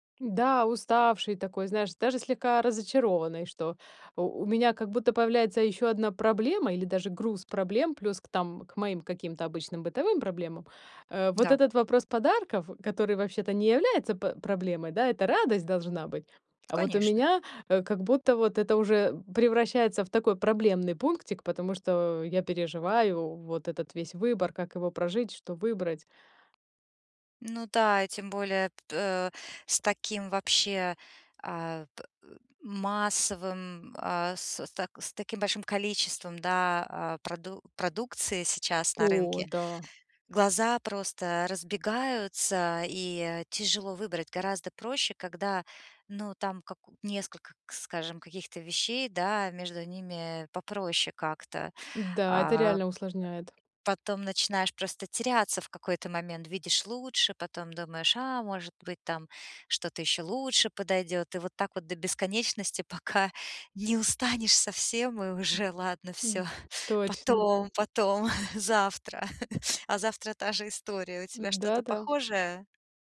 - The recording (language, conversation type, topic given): Russian, advice, Почему мне так трудно выбрать подарок и как не ошибиться с выбором?
- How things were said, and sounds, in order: tapping; other noise; chuckle; laughing while speaking: "потом завтра"; laugh